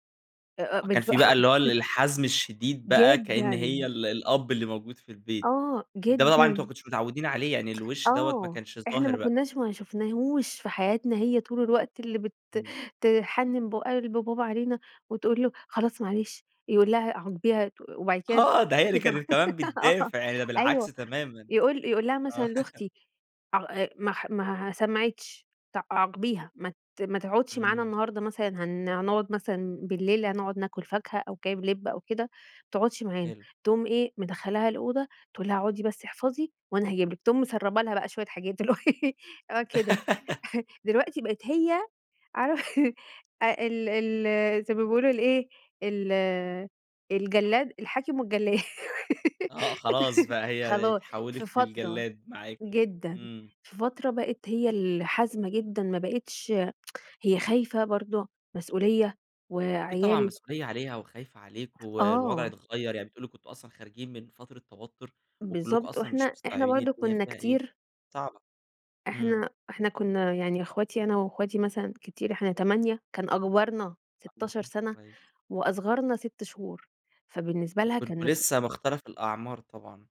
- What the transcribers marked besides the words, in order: chuckle; laughing while speaking: "آه، ده هي اللي كانت كمان بتدافع"; unintelligible speech; laughing while speaking: "آه، أيوه"; chuckle; giggle; laugh; laughing while speaking: "اللي هو إيه"; chuckle; laugh; tsk; other background noise; unintelligible speech
- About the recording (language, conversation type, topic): Arabic, podcast, مين أكتر شخص أثّر فيك، وإزاي؟